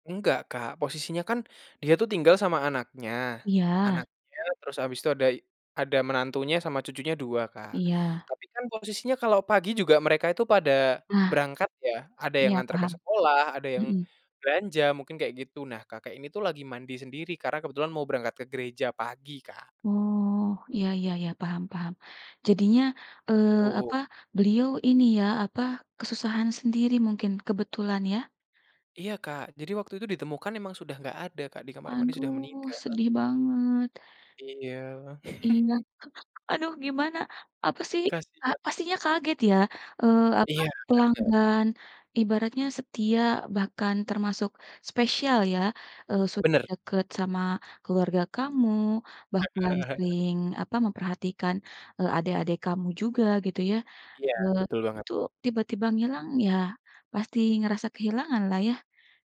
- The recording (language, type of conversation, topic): Indonesian, podcast, Ceritakan makanan rumahan yang selalu bikin kamu nyaman, kenapa begitu?
- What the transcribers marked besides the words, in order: other background noise; chuckle; chuckle; tapping